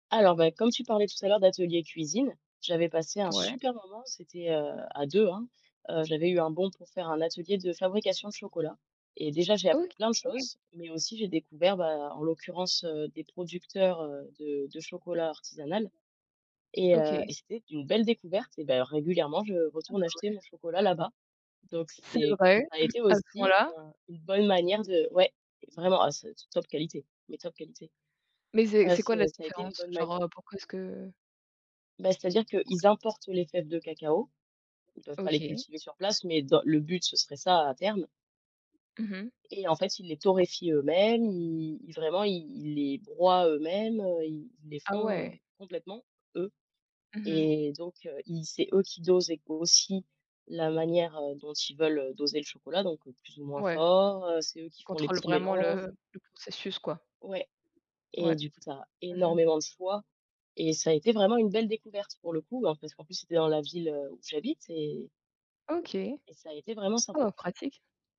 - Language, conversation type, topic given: French, unstructured, Comment la cuisine peut-elle réunir les gens ?
- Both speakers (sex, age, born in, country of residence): female, 30-34, France, France; female, 30-34, Russia, Malta
- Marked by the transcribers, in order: other background noise; tapping; throat clearing